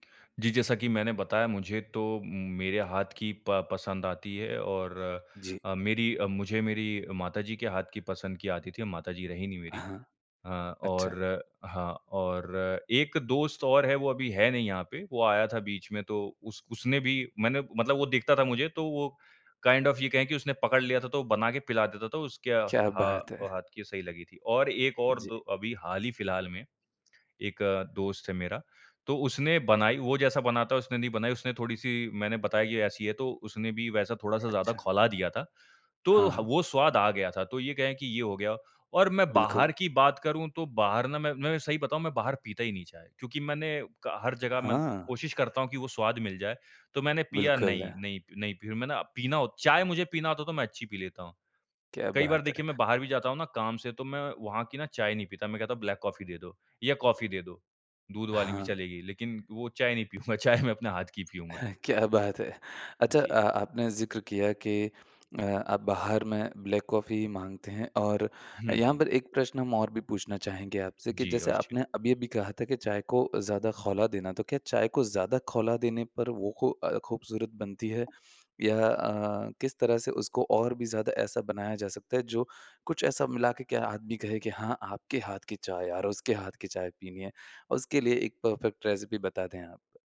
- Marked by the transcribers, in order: alarm; tapping; other background noise; in English: "काइन्ड ऑफ़"; laughing while speaking: "पीऊँगा। चाय"; laughing while speaking: "हाँ, क्या बात है!"; in English: "परफ़ेक्ट रेसिपी"
- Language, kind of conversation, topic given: Hindi, podcast, चाय या कॉफ़ी आपके ध्यान को कैसे प्रभावित करती हैं?